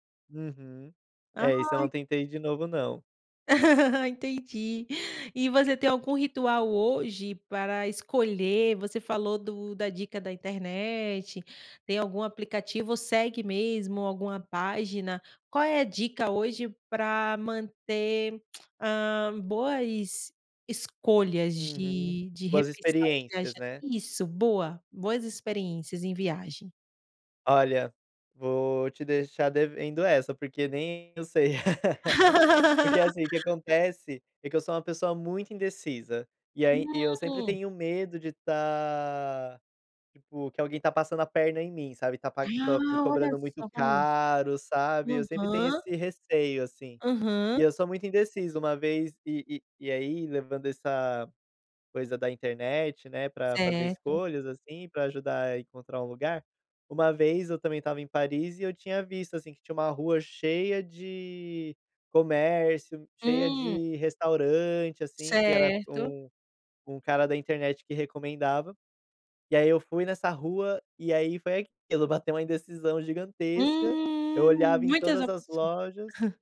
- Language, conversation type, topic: Portuguese, podcast, Qual foi a comida mais inesquecível que você provou viajando?
- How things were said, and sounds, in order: laugh; tapping; tongue click; laugh; chuckle